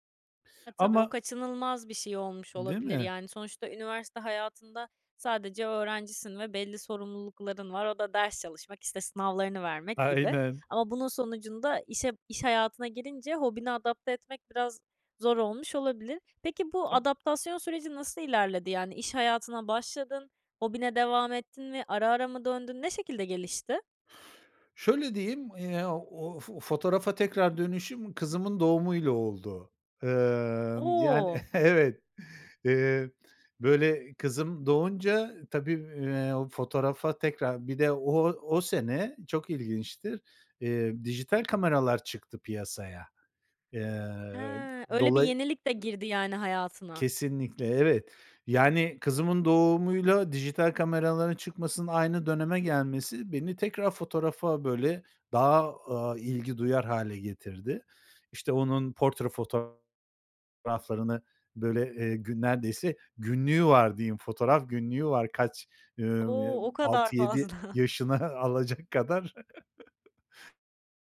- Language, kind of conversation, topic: Turkish, podcast, Bir hobinin hayatını nasıl değiştirdiğini anlatır mısın?
- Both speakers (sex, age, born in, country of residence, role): female, 20-24, Turkey, France, host; male, 55-59, Turkey, Spain, guest
- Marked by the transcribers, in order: other background noise; tapping; chuckle; laughing while speaking: "fazla"; laughing while speaking: "alacak kadar"; chuckle